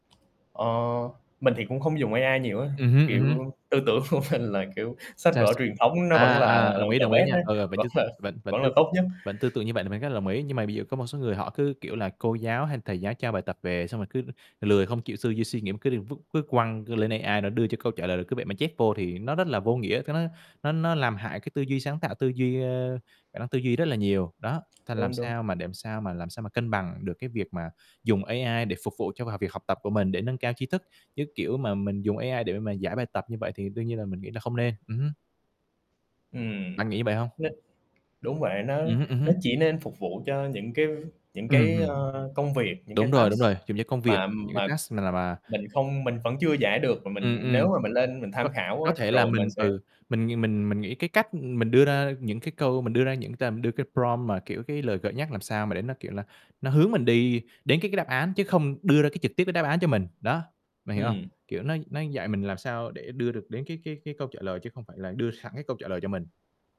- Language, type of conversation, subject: Vietnamese, unstructured, Bạn nghĩ giáo dục trong tương lai sẽ thay đổi như thế nào nhờ công nghệ?
- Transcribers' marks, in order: static; laughing while speaking: "tưởng của mình"; unintelligible speech; in English: "the best"; laughing while speaking: "vẫn là"; in English: "task"; in English: "task"; tapping; in English: "prompt"